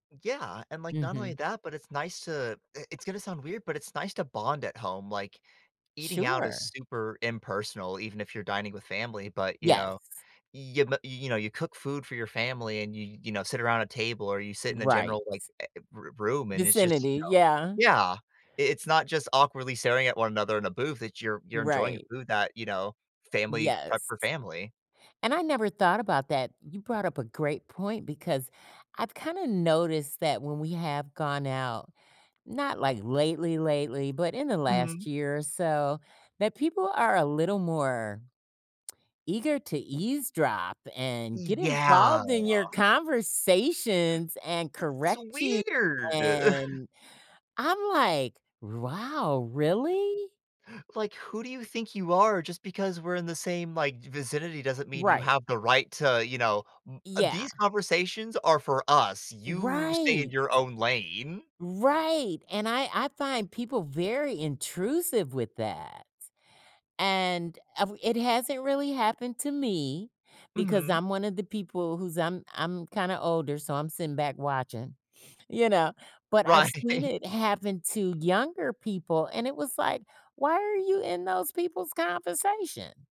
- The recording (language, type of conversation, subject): English, unstructured, What factors influence your choice between eating at home and going out to a restaurant?
- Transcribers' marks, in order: drawn out: "Yeah"; drawn out: "weird"; chuckle; other background noise; laughing while speaking: "Right"